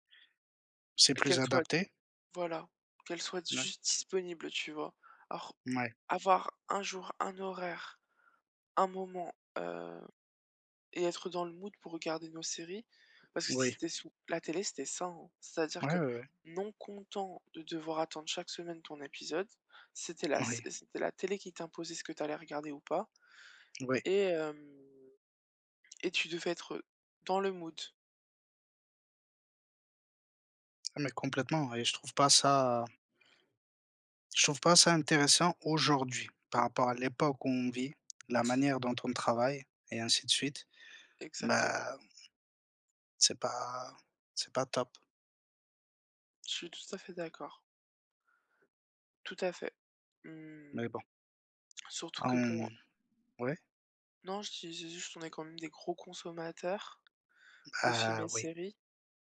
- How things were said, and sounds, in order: tapping; stressed: "gros"
- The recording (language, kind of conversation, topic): French, unstructured, Quel rôle les plateformes de streaming jouent-elles dans vos loisirs ?